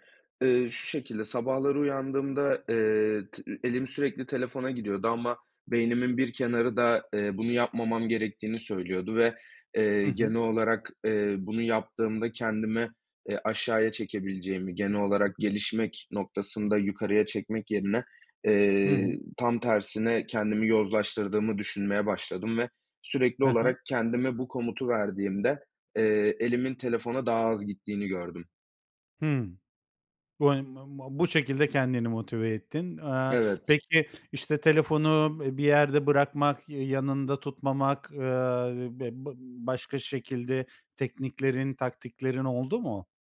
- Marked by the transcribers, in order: none
- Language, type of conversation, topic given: Turkish, podcast, Ekran süresini azaltmak için ne yapıyorsun?